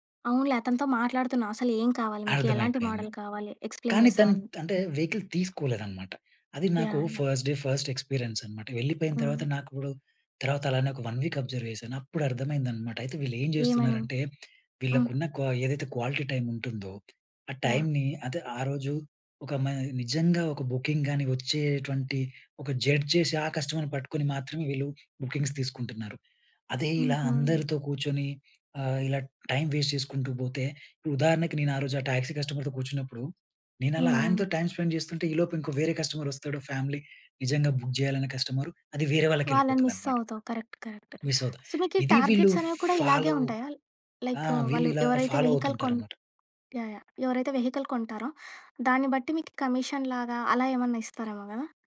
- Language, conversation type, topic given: Telugu, podcast, మీ కొత్త ఉద్యోగం మొదటి రోజు మీకు ఎలా అనిపించింది?
- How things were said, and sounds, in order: in English: "ఎక్స్‌ప్లేన్"; in English: "వెహికల్"; in English: "ఫస్ట్ డే ఫస్ట్ ఎక్స్పీరియన్స్"; in English: "వన్ వీక్ అబ్జర్వ్"; in English: "క్వాలిటీ టైమ్"; in English: "బుకింగ్"; in English: "బుకింగ్స్"; in English: "టైమ్ వేస్ట్"; in English: "టైమ్ స్పెండ్"; in English: "ఫ్యామిలీ"; in English: "బుక్"; in English: "మిస్"; in English: "కరెక్ట్ కరెక్ట్. సో"; in English: "మిస్"; in English: "టార్గెట్స్"; in English: "ఫాలో"; in English: "లైక్"; in English: "ఫాలో"; in English: "వెహికల్"; tapping; in English: "వెహికల్"; in English: "కమీషన్"